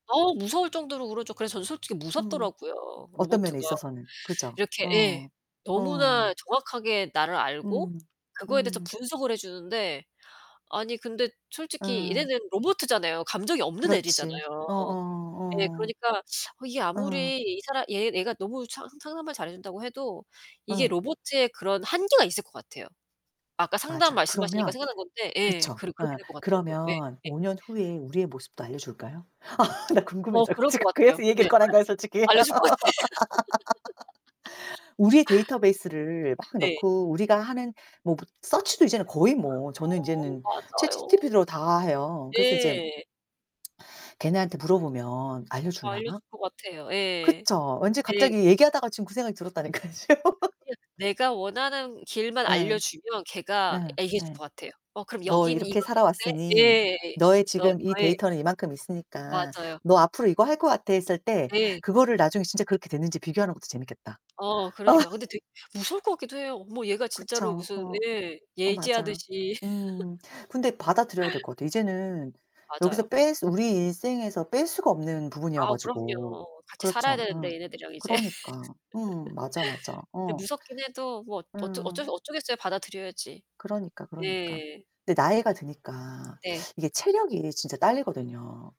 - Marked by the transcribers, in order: other background noise; distorted speech; static; laughing while speaking: "아 나 궁금해져. 지금 그래서 이 얘기를 꺼낸 거야, 솔직히"; laughing while speaking: "알려줄 것 같아"; laugh; background speech; laughing while speaking: "들었다니까요 지금"; unintelligible speech; laugh; laughing while speaking: "어"; laugh; laughing while speaking: "이제"; laugh
- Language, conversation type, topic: Korean, unstructured, 5년 후 당신은 어떤 모습일까요?